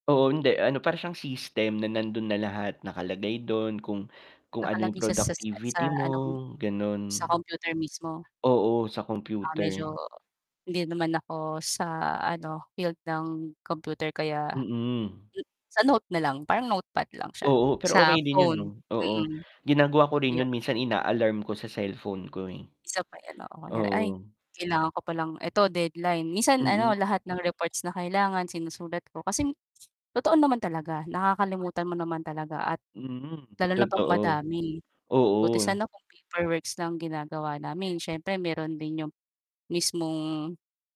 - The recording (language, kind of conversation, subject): Filipino, unstructured, Paano nakatutulong ang teknolohiya sa pagpapadali ng mga pang-araw-araw na gawain?
- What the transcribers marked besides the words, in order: static; other background noise; distorted speech; tapping; mechanical hum